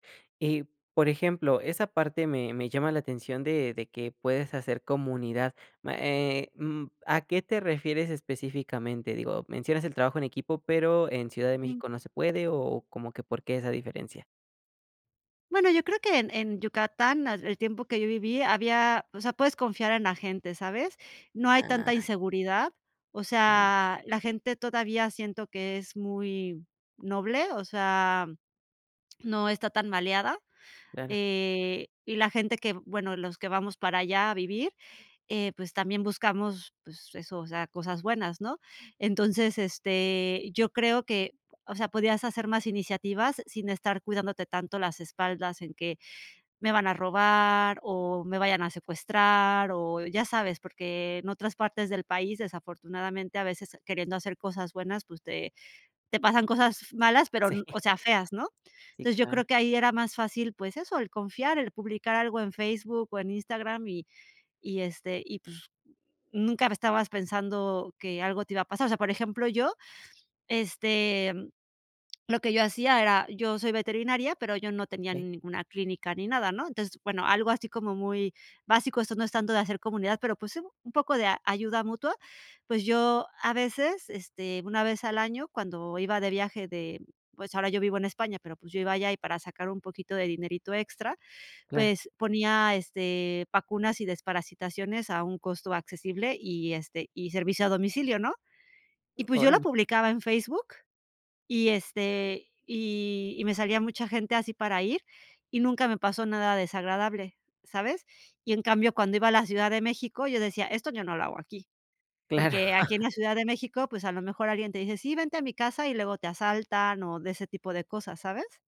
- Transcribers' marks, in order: other background noise; laughing while speaking: "Sí"; chuckle
- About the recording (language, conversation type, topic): Spanish, podcast, ¿Qué significa para ti decir que eres de algún lugar?